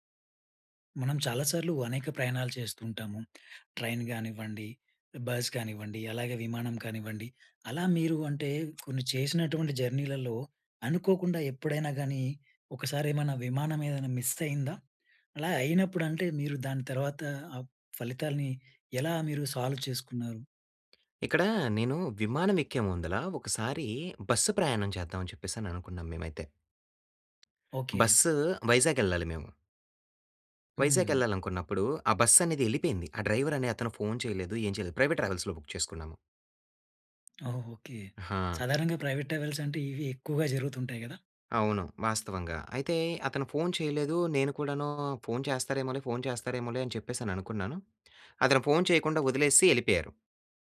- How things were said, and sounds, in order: other background noise; in English: "ట్రైన్"; in English: "బస్"; in English: "జర్నీలలో"; in English: "మిస్"; in English: "సాల్వ్"; tapping; in English: "బస్"; in English: "డ్రైవర్"; in English: "ప్రైవేట్ ట్రావెల్స్‌లొ బుక్"; in English: "ప్రైవేట్ ట్రావెల్స్"
- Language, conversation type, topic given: Telugu, podcast, ఒకసారి మీ విమానం తప్పిపోయినప్పుడు మీరు ఆ పరిస్థితిని ఎలా ఎదుర్కొన్నారు?